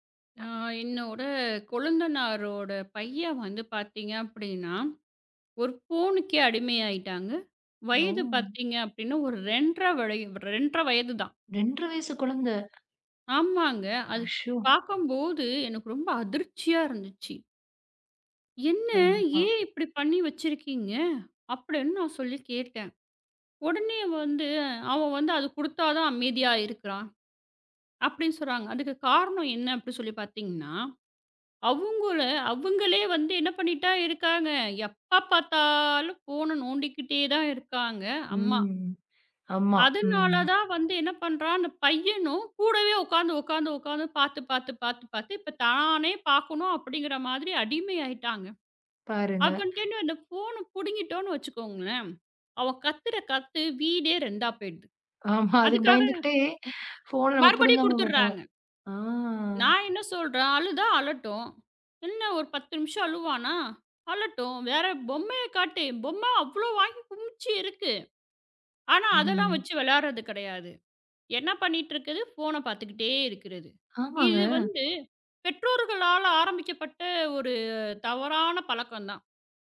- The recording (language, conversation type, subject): Tamil, podcast, பணம் அல்லது நேரம்—முதலில் எதற்கு முன்னுரிமை கொடுப்பீர்கள்?
- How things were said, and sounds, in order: drawn out: "ம்"; other noise; laughing while speaking: "ஆமா. அதுக்கு பயந்துக்கிட்டே"; drawn out: "ஆ"